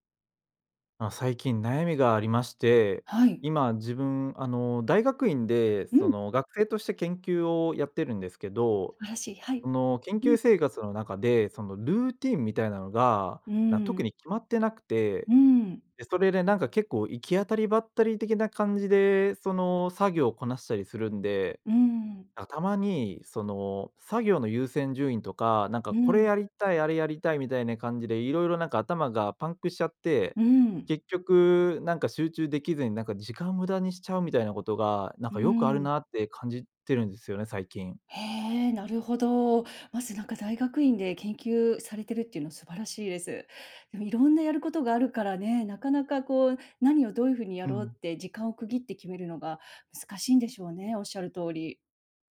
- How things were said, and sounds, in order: none
- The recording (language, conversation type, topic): Japanese, advice, ルーチンがなくて時間を無駄にしていると感じるのはなぜですか？